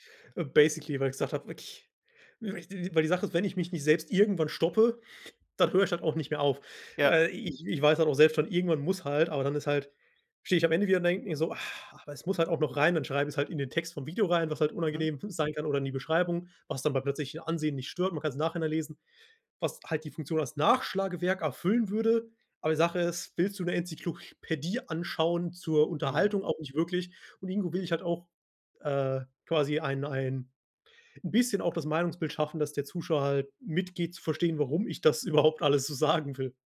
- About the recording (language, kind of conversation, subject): German, advice, Wie blockiert dich Perfektionismus bei deinen Projekten und wie viel Stress verursacht er dir?
- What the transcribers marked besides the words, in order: in English: "basically"; chuckle; chuckle; laughing while speaking: "überhaupt alles so sagen will"